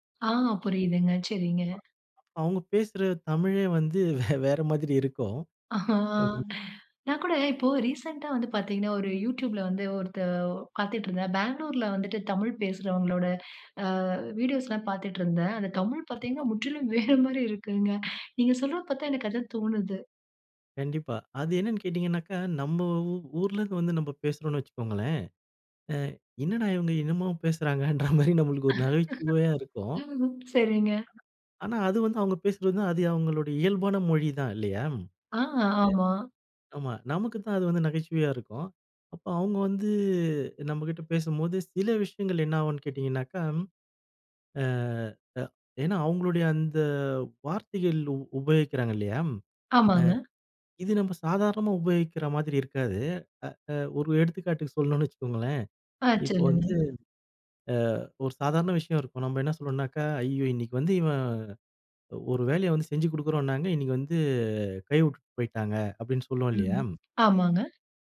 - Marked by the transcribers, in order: tapping; chuckle; unintelligible speech; laughing while speaking: "அந்த தமிழ் பார்த்தீங்கன்னா, முற்றிலும் வேற மாரி இருக்குங்க"; laughing while speaking: "பேசுறாங்கன்ற மாரி நம்மளுக்கு ஒரு நகைச்சுவையா இருக்கும்"; laugh; other background noise
- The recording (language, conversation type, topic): Tamil, podcast, மொழி வேறுபாடு காரணமாக அன்பு தவறாகப் புரிந்து கொள்ளப்படுவதா? உதாரணம் சொல்ல முடியுமா?